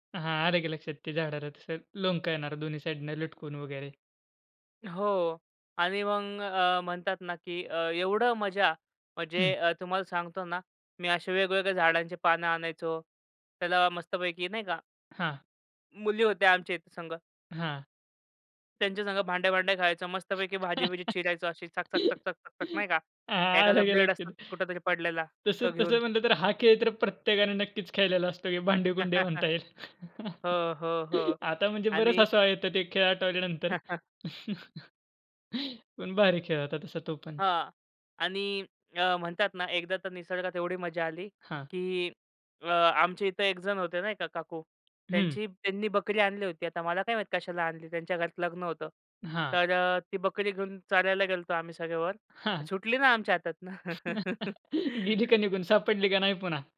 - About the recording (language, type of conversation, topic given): Marathi, podcast, तुम्ही लहानपणी घराबाहेर निसर्गात कोणते खेळ खेळायचात?
- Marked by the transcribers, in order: tapping; other noise; chuckle; laughing while speaking: "हां, आलं का लक्षात?"; chuckle; other background noise; chuckle; chuckle; "गेलो होतो" said as "गेलतो"; laughing while speaking: "हां"; chuckle; laughing while speaking: "गेली का निघून? सापडली का नाही पुन्हा?"; chuckle